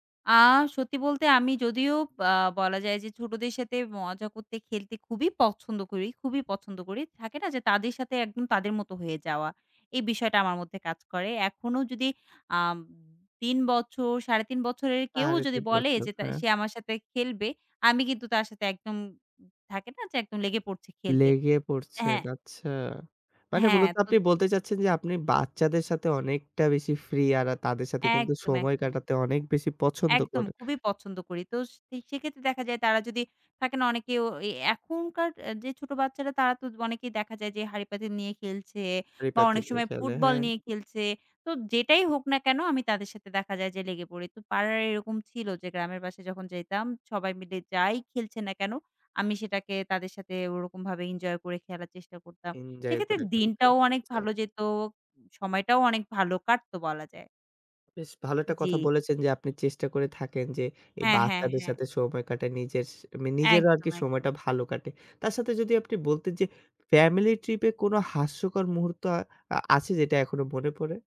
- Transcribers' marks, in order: other background noise
- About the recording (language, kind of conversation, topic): Bengali, podcast, তোমার পরিবারে সবচেয়ে মজার আর হাসির মুহূর্তগুলো কেমন ছিল?